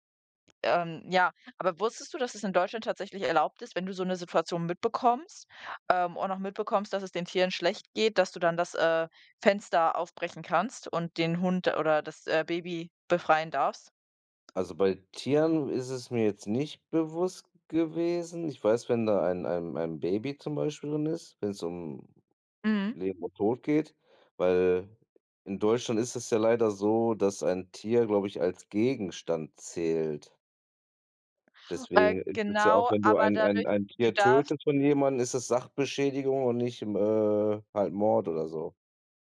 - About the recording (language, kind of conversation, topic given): German, unstructured, Was ärgert dich am meisten, wenn jemand Tiere schlecht behandelt?
- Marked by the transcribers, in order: other background noise